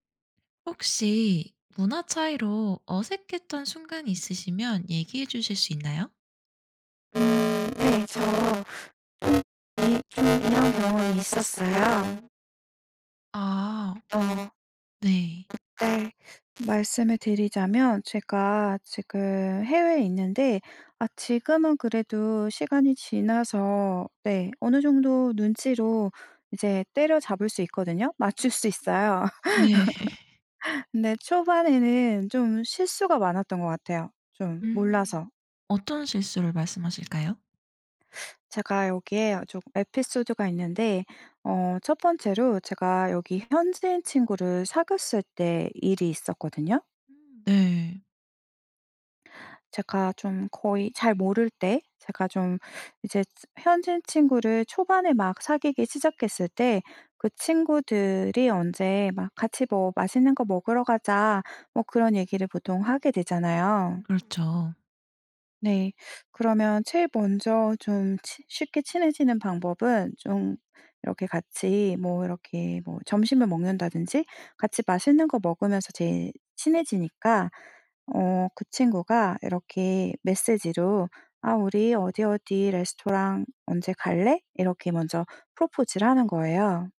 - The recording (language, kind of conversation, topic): Korean, podcast, 문화 차이 때문에 어색했던 순간을 이야기해 주실래요?
- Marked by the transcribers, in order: other background noise; tapping; laugh; teeth sucking; in English: "프로포즈를"